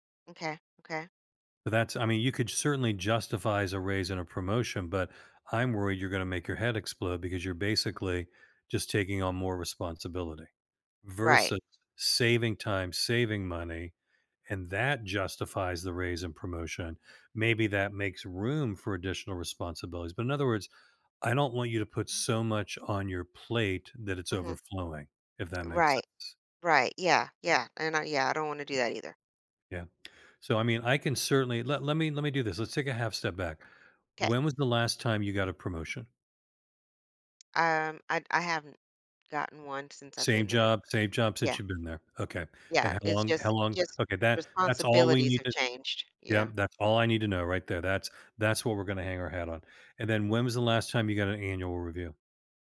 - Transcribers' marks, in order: none
- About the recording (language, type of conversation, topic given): English, advice, How do I start a difficult conversation with a coworker while staying calm and professional?
- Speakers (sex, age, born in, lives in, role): female, 50-54, United States, United States, user; male, 65-69, United States, United States, advisor